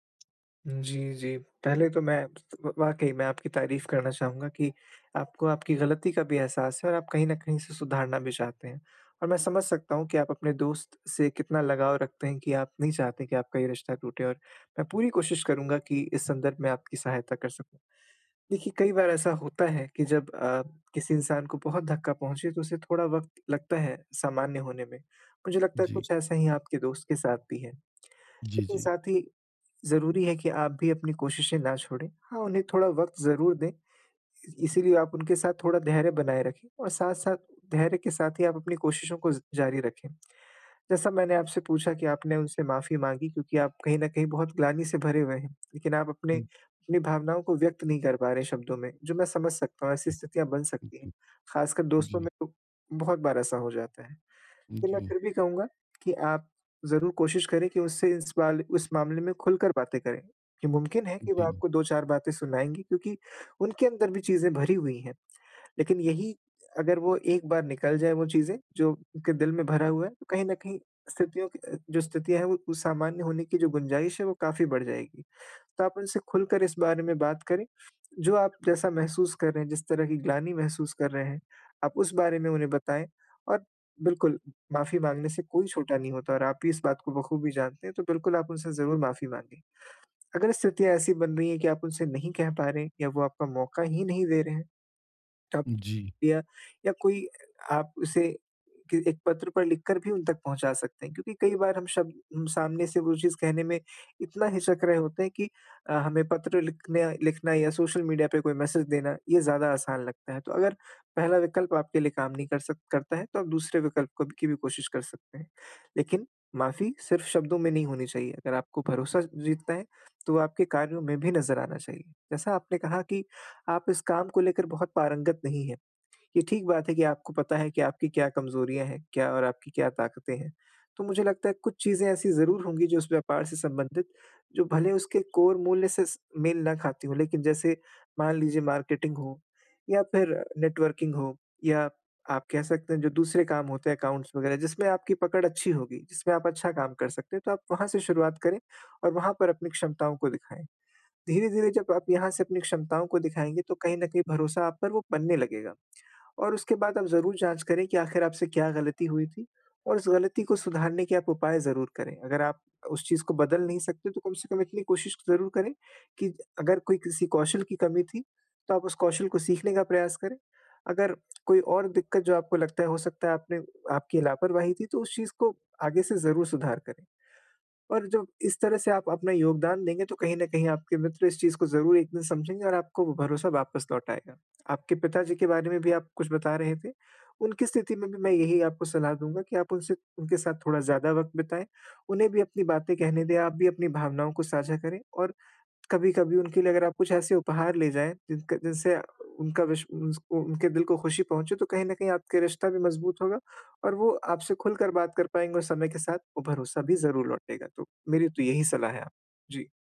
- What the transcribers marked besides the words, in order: tapping; unintelligible speech; in English: "मार्केटिंग"; in English: "नेटवर्किंग"; in English: "अकाउंट्स"; lip smack; tsk; in English: "विश"
- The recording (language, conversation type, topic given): Hindi, advice, टूटे हुए भरोसे को धीरे-धीरे फिर से कैसे कायम किया जा सकता है?
- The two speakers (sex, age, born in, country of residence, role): male, 25-29, India, India, advisor; male, 50-54, India, India, user